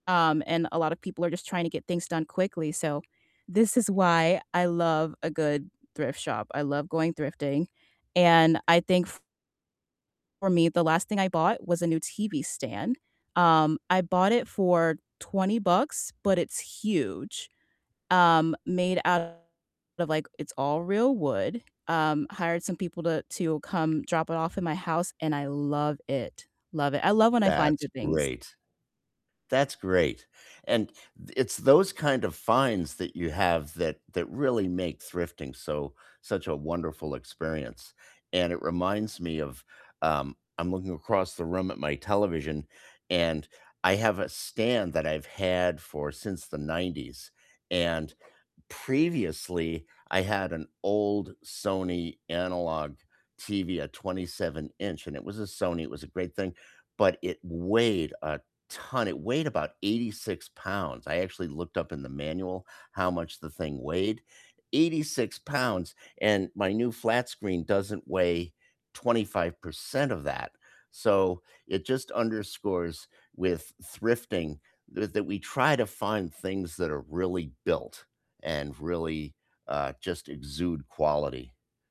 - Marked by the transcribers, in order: tapping; other background noise; distorted speech
- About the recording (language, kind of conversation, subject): English, unstructured, What is your process for flipping thrifted furniture, from the moment you spot a piece to the final reveal?
- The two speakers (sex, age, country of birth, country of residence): female, 30-34, United States, United States; male, 70-74, United States, United States